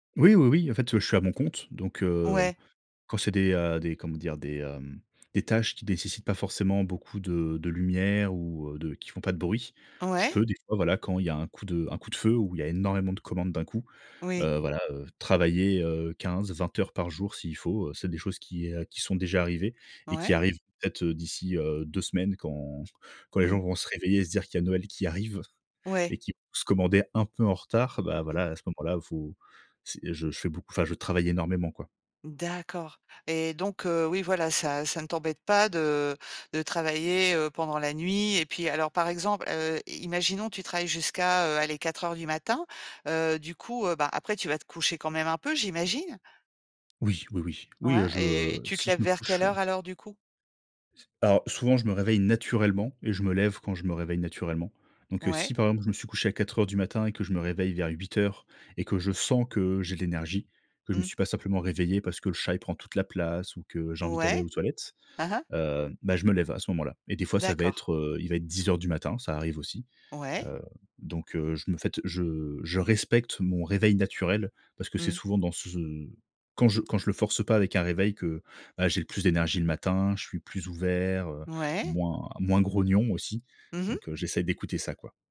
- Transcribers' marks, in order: none
- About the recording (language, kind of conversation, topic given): French, podcast, Comment gères-tu les nuits où tu n’arrives pas à dormir ?